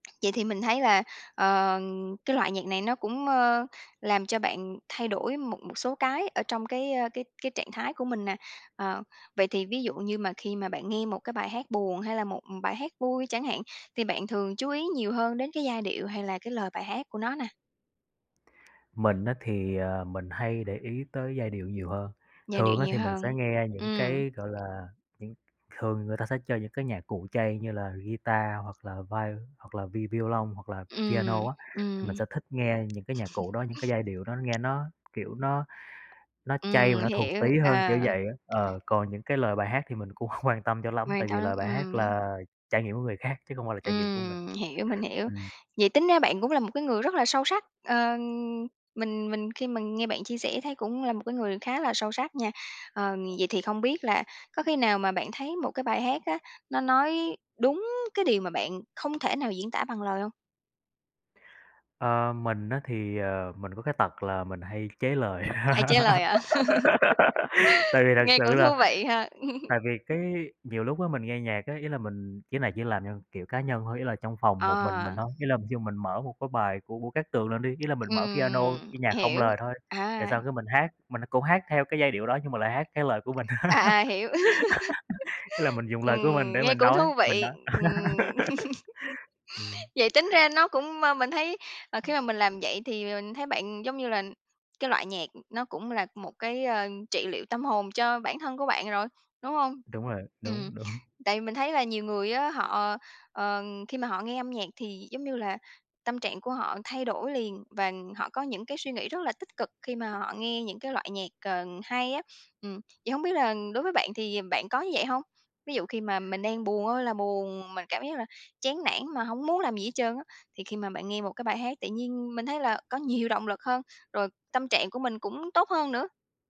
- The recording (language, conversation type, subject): Vietnamese, podcast, Thể loại nhạc nào có thể khiến bạn vui hoặc buồn ngay lập tức?
- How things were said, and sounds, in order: tapping; chuckle; other background noise; laughing while speaking: "hông"; laugh; chuckle; laugh; laugh; laughing while speaking: "đúng"